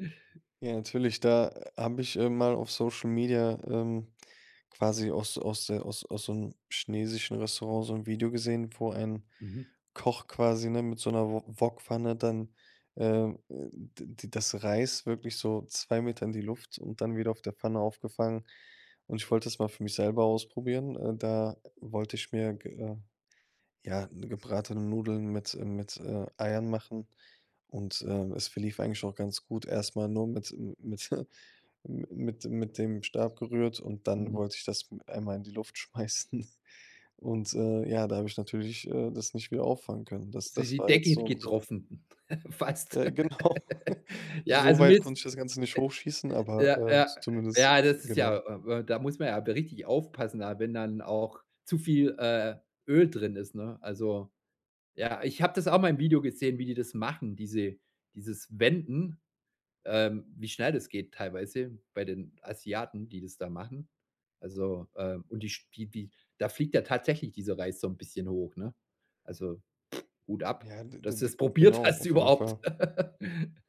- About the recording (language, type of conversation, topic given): German, podcast, Kannst du von einem Küchenexperiment erzählen, das dich wirklich überrascht hat?
- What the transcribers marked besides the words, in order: other background noise; in English: "Social Media"; chuckle; laughing while speaking: "schmeißen"; chuckle; laugh; laughing while speaking: "genau"; giggle; chuckle; other noise; laughing while speaking: "hast überhaupt"; laugh